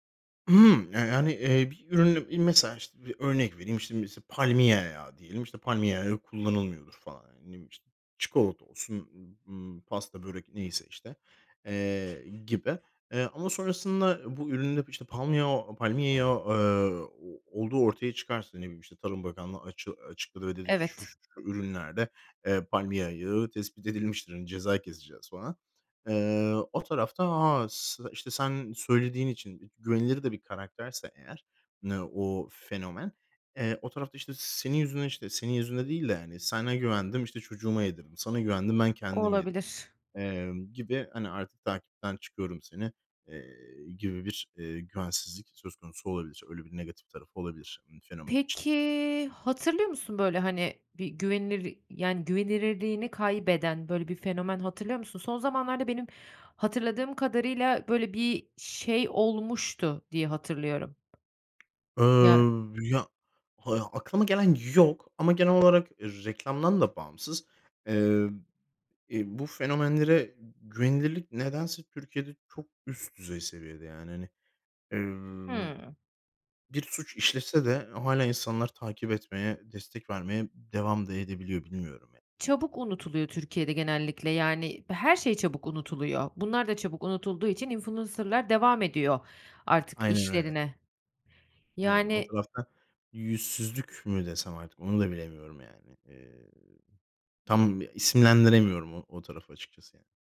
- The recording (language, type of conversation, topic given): Turkish, podcast, Influencerlar reklam yaptığında güvenilirlikleri nasıl etkilenir?
- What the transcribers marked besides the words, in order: other background noise; "Sana" said as "Sene"; drawn out: "Peki"; tapping; other noise